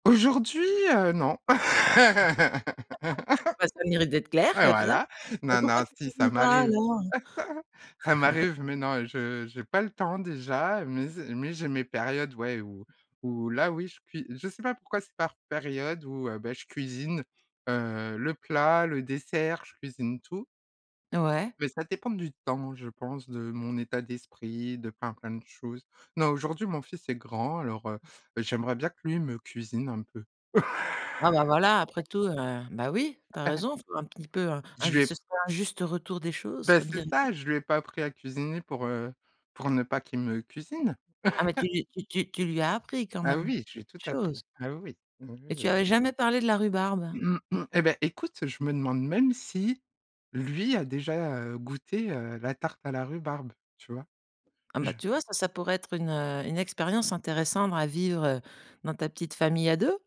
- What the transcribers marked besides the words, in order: laugh; chuckle; chuckle; laugh; chuckle; other noise; tapping; chuckle; throat clearing; "intéressante" said as "intéressandre"
- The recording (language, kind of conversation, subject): French, podcast, Quelle odeur de nourriture te ramène instantanément à un souvenir ?